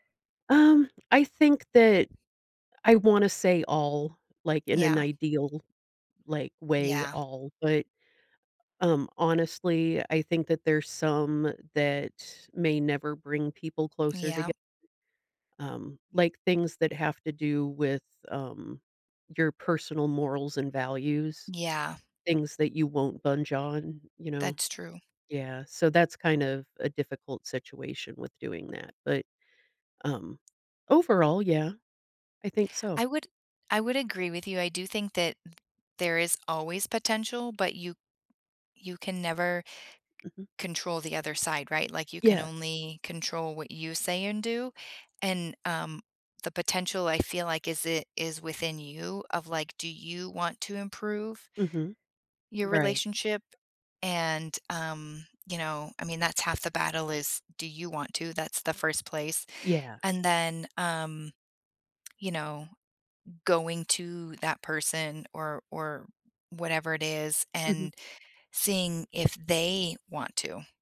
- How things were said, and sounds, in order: "budge" said as "bunge"; tapping; stressed: "they"
- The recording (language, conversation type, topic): English, unstructured, How has conflict unexpectedly brought people closer?
- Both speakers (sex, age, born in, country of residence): female, 45-49, United States, United States; female, 50-54, United States, United States